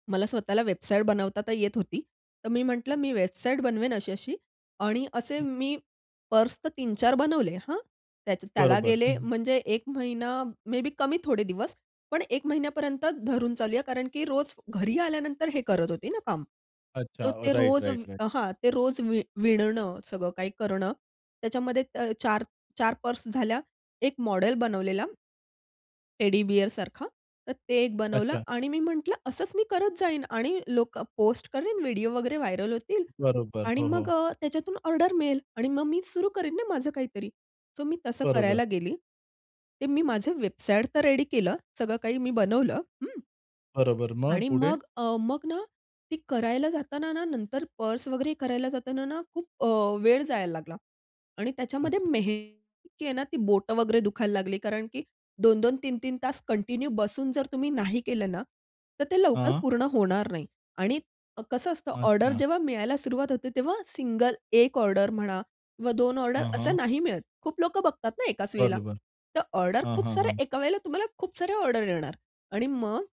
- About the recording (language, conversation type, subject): Marathi, podcast, तुलना करायची सवय सोडून मोकळं वाटण्यासाठी तुम्ही काय कराल?
- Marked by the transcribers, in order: tapping; other noise; in English: "मे बी"; in English: "राइट, राइट, राइट"; in English: "व्हायरल"; in English: "सो"; other background noise; in English: "रेडी"; in English: "कंटिन्यू"